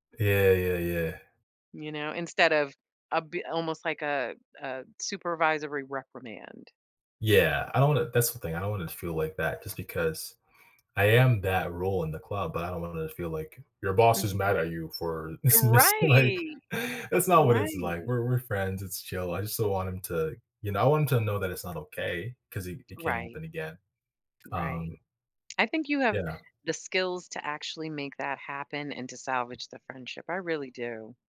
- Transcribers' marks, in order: other background noise; drawn out: "Right!"; laughing while speaking: "this missed like"
- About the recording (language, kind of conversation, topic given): English, advice, How do I tell a close friend I feel let down?